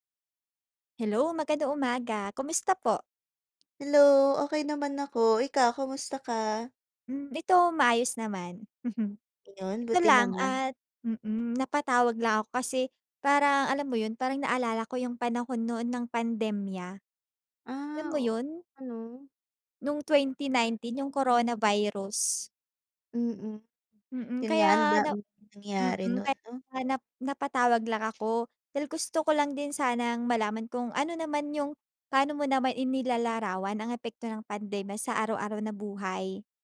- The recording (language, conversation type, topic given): Filipino, unstructured, Paano mo ilalarawan ang naging epekto ng pandemya sa iyong araw-araw na pamumuhay?
- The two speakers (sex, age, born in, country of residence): female, 20-24, Philippines, Philippines; female, 20-24, Philippines, Philippines
- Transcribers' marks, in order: chuckle; tapping; other background noise